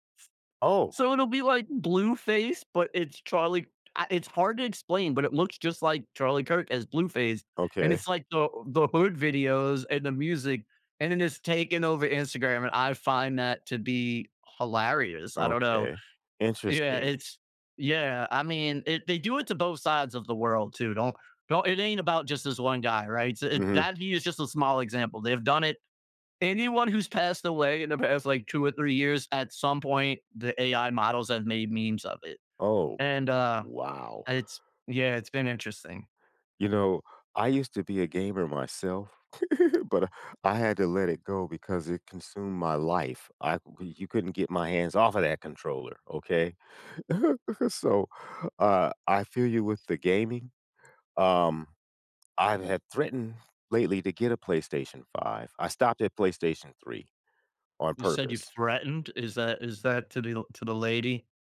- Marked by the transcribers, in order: giggle; chuckle
- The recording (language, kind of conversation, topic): English, unstructured, How can I let my hobbies sneak into ordinary afternoons?